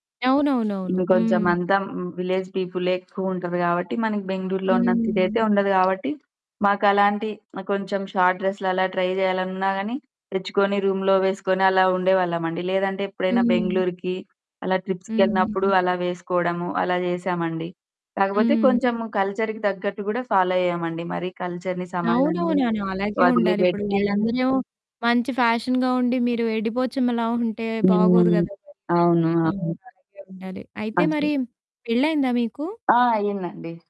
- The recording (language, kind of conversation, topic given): Telugu, podcast, కాలంతో పాటు మీ దుస్తుల ఎంపిక ఎలా మారింది?
- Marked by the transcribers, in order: static; distorted speech; other background noise; in English: "విలేజ్"; in English: "షార్ట్"; in English: "ట్రై"; in English: "రూంలో"; in English: "కల్చర్‌కి"; in English: "ఫాలో"; in English: "కల్చర్‌ని"; in English: "ఫ్యాషన్‌గా"